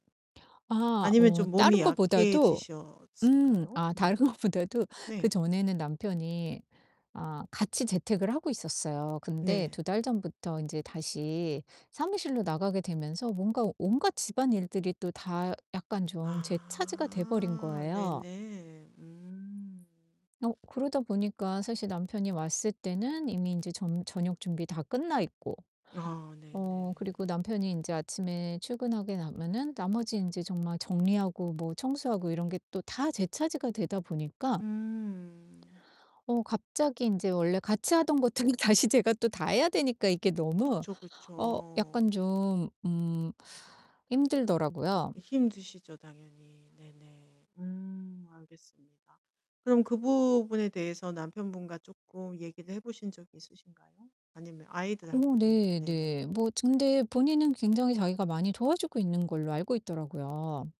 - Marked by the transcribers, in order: tapping; distorted speech; static; laughing while speaking: "다른 것보다도"; other background noise; "출근하고" said as "출근하게"; laughing while speaking: "것들이 다시"
- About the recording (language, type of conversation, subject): Korean, advice, 피곤하거나 감정적으로 힘들 때 솔직하게 내 상태를 어떻게 전달할 수 있나요?